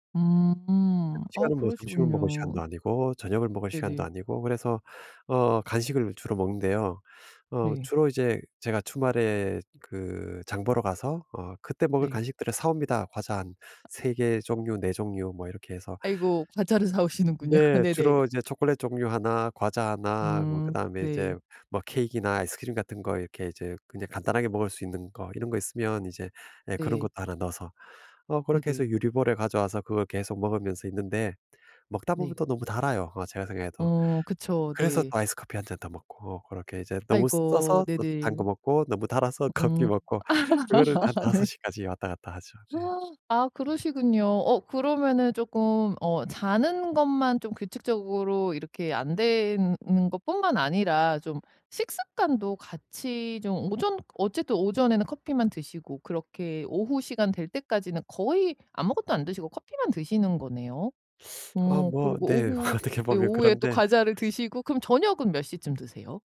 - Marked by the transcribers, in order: laughing while speaking: "사오시는군요"; other background noise; laughing while speaking: "커피 먹고"; laugh; gasp; teeth sucking; laughing while speaking: "어떻게 보면"
- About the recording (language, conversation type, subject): Korean, advice, 규칙적인 수면 패턴을 어떻게 만들 수 있을까요?